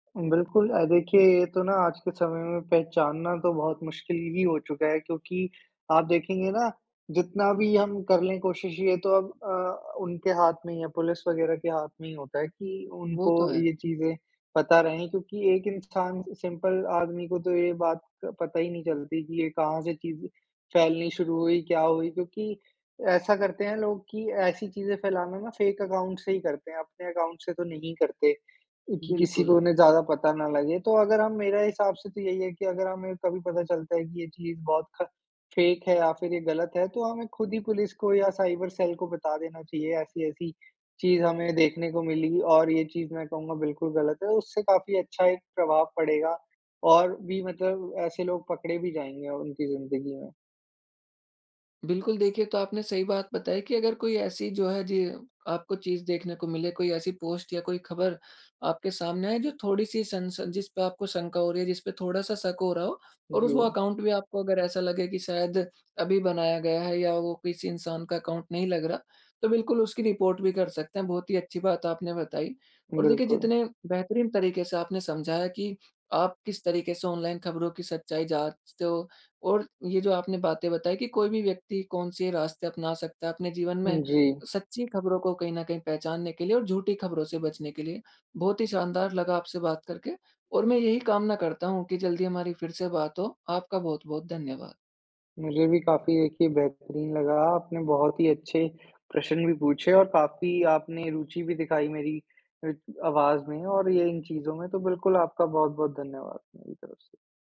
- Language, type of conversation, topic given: Hindi, podcast, ऑनलाइन खबरों की सच्चाई आप कैसे जाँचते हैं?
- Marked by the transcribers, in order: in English: "सिंपल"; in English: "फेक अकाउंट"; in English: "अकाउंट"; in English: "फेक"; in English: "साइबर सेल"; in English: "अकाउंट"